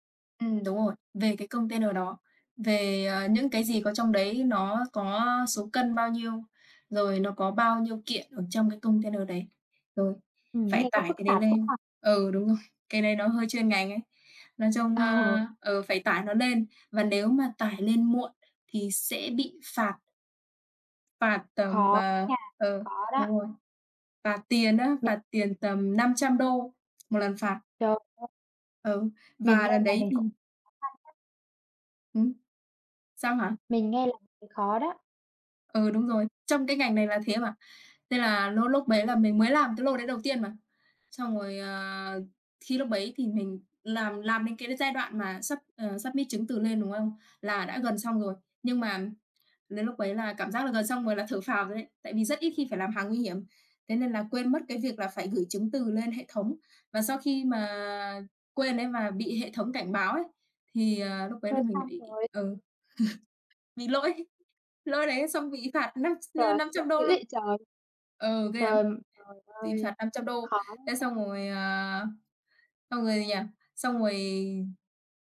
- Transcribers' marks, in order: tapping; laughing while speaking: "rồi"; laughing while speaking: "Ờ"; in English: "sub"; in English: "submit"; laugh
- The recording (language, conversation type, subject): Vietnamese, unstructured, Bạn đã học được bài học quý giá nào từ một thất bại mà bạn từng trải qua?
- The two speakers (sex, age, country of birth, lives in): female, 20-24, Vietnam, Vietnam; female, 25-29, Vietnam, Vietnam